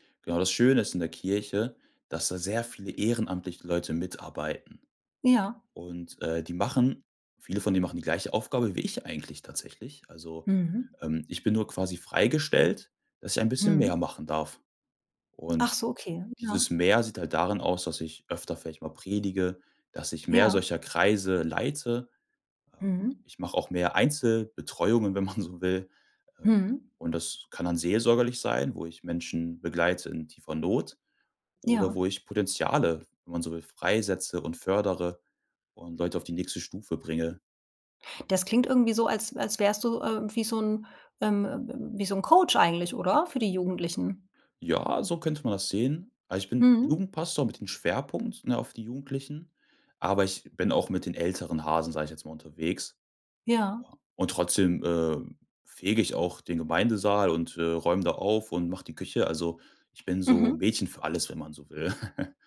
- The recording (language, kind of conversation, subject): German, podcast, Wie findest du eine gute Balance zwischen Arbeit und Freizeit?
- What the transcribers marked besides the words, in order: chuckle; laughing while speaking: "wenn man so will"; laugh